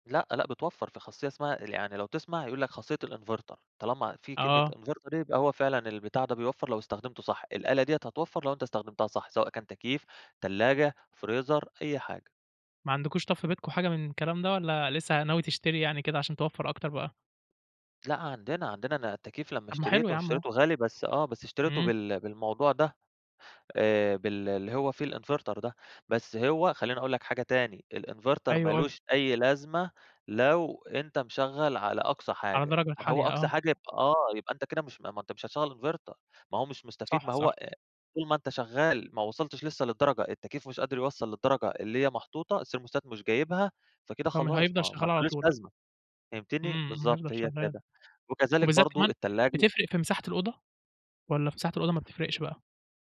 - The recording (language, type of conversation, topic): Arabic, podcast, إزاي نقدر نوفر الطاقة ببساطة في البيت؟
- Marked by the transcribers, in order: in English: "الinverter"; in English: "inverter"; tapping; in English: "الinverter"; in English: "الinverter"; in English: "inverter"; in English: "الthermostat"; other noise